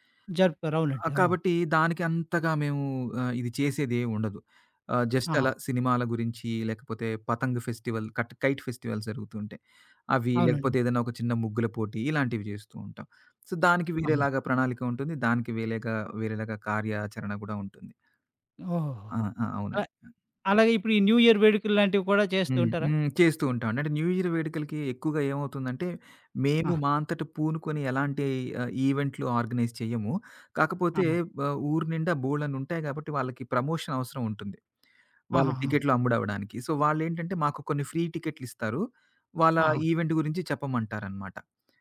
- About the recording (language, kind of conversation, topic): Telugu, podcast, పని నుంచి ఫన్‌కి మారేటప్పుడు మీ దుస్తుల స్టైల్‌ను ఎలా మార్చుకుంటారు?
- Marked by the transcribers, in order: in English: "జస్ట్"; in Hindi: "పతంగ్"; in English: "ఫెస్టివల్ కట్ కైట్ ఫెస్టివల్స్"; in English: "సో"; in English: "న్యూ ఇయర్"; in English: "న్యూ ఇయర్"; in English: "ఆర్గనైజ్"; in English: "ప్రమోషన్"; in English: "సో"; in English: "ఫ్రీ"; in English: "ఈవెంట్"